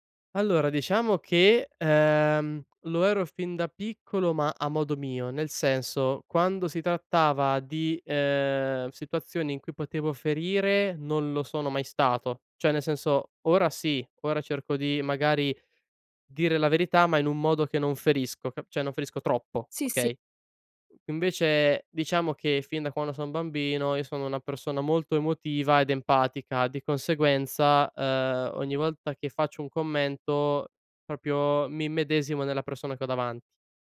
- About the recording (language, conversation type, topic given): Italian, podcast, Cosa significa per te essere autentico, concretamente?
- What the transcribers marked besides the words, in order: other background noise; "Cioè" said as "ceh"; "cioè" said as "ceh"; unintelligible speech